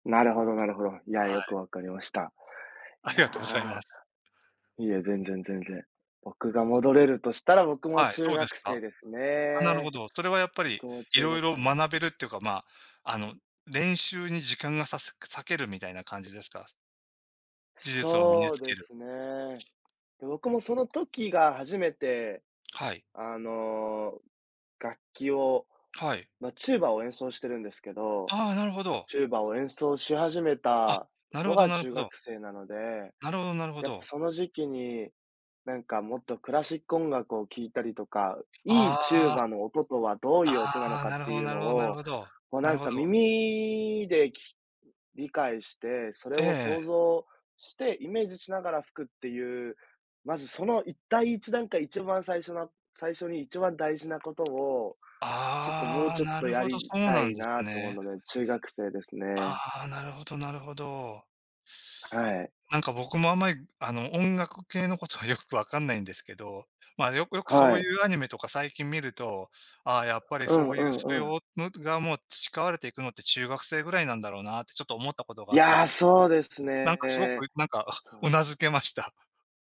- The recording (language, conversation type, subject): Japanese, unstructured, 人生をやり直せるとしたら、何を変えますか？
- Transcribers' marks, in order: other background noise; lip smack; tapping; chuckle